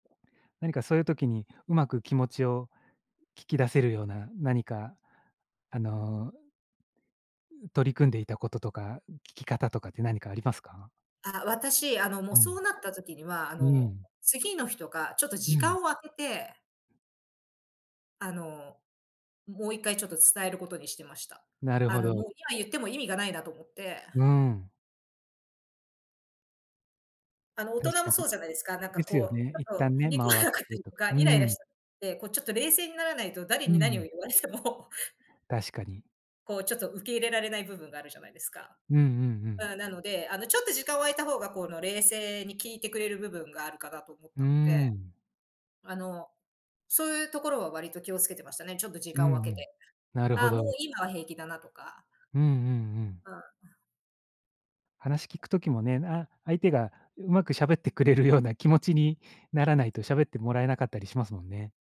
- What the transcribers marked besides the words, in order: laughing while speaking: "何を言われても"; other background noise; laughing while speaking: "喋ってくれるような気持ちに"
- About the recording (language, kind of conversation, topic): Japanese, podcast, 親子のコミュニケーションは、どのように育てていくのがよいと思いますか？